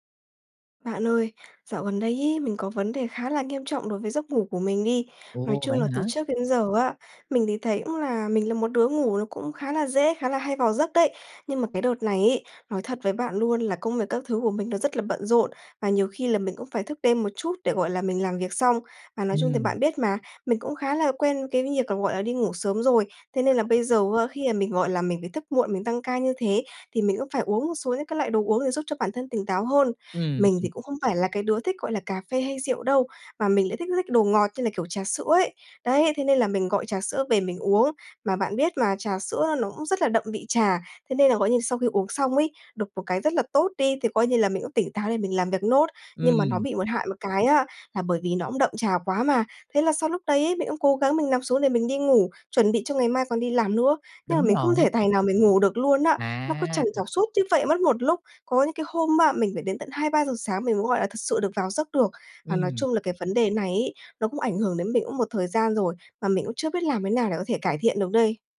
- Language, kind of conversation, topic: Vietnamese, advice, Vì sao tôi hay trằn trọc sau khi uống cà phê hoặc rượu vào buổi tối?
- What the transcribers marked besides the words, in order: tapping; "cũng" said as "ữm"; unintelligible speech; "cũng" said as "ữm"; "cũng" said as "ữm"; "cũng" said as "ữm"; "cũng" said as "ữm"; "cũng" said as "ữm"; "cũng" said as "ữm"